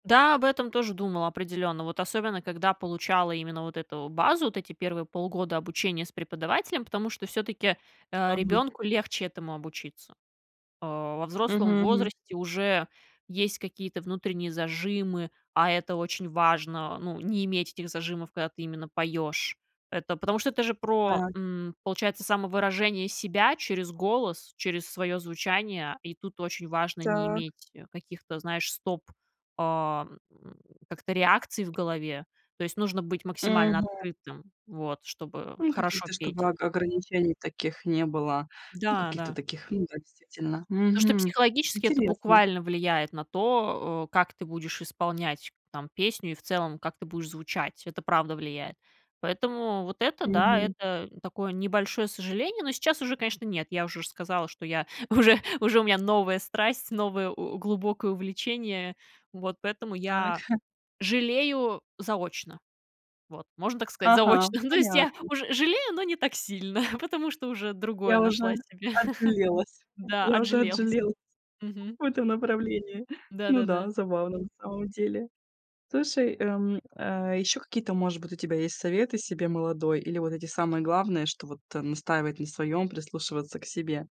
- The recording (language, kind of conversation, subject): Russian, podcast, Какой совет ты дал бы самому себе в молодости?
- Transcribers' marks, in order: other background noise; tapping; laughing while speaking: "уже"; chuckle; laughing while speaking: "заочно. Ну"; chuckle; chuckle